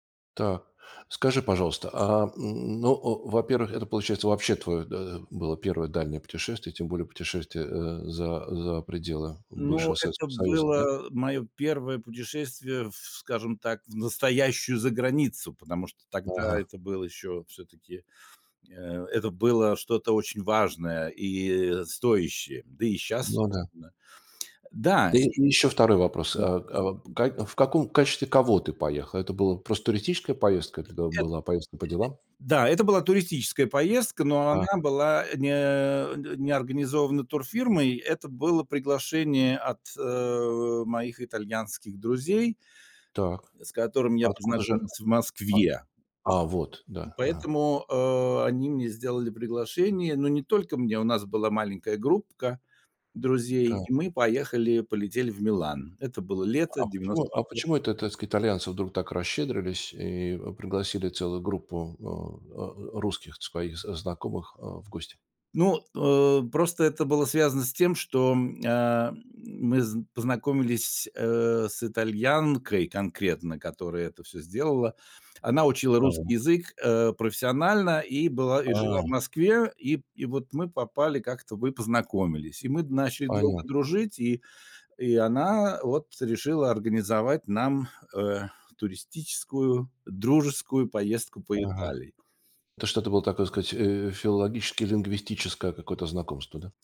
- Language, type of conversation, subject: Russian, podcast, О каком путешествии, которое по‑настоящему изменило тебя, ты мог(ла) бы рассказать?
- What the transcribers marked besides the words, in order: grunt